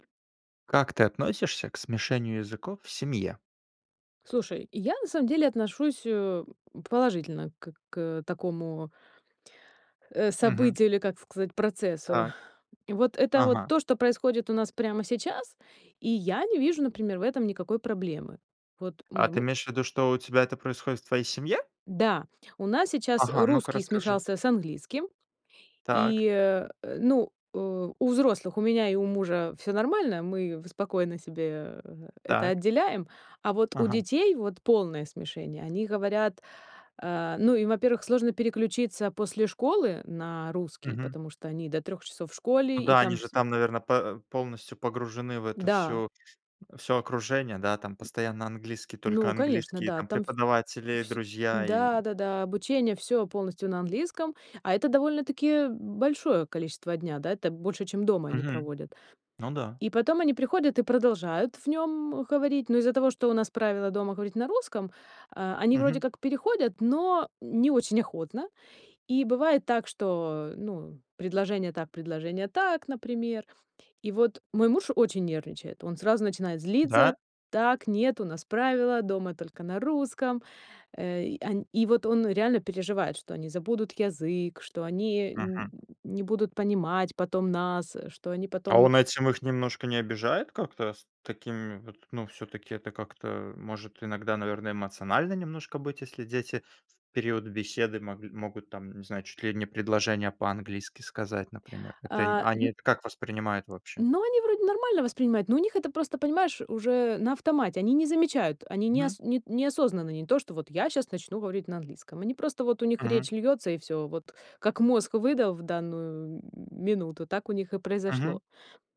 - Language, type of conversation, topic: Russian, podcast, Как ты относишься к смешению языков в семье?
- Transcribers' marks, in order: tapping; other noise